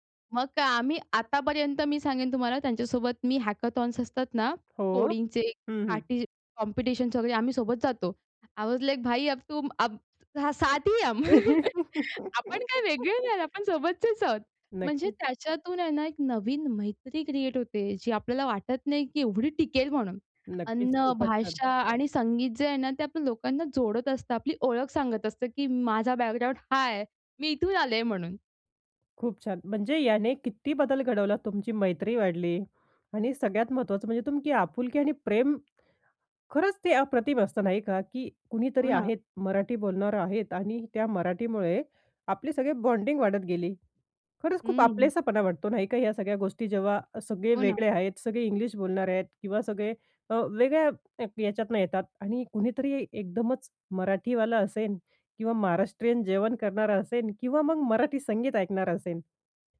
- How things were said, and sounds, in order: in English: "हॅकेथॉन्स"; other noise; in English: "आय वॉज लाइक"; in Hindi: "भाई अब तुम, साथ ही है हम"; laugh; in English: "बॉन्डिंग"
- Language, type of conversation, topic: Marathi, podcast, भाषा, अन्न आणि संगीत यांनी तुमची ओळख कशी घडवली?
- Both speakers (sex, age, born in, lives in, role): female, 20-24, India, India, guest; female, 30-34, India, India, host